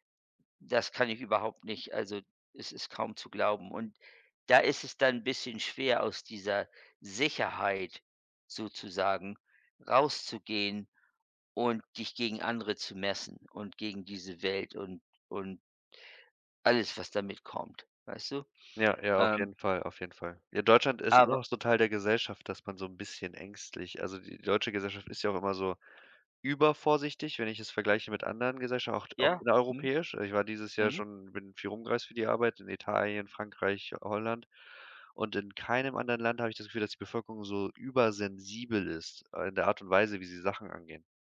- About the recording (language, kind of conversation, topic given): German, unstructured, Was motiviert dich, deine Träume zu verfolgen?
- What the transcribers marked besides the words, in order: stressed: "Sicherheit"; other background noise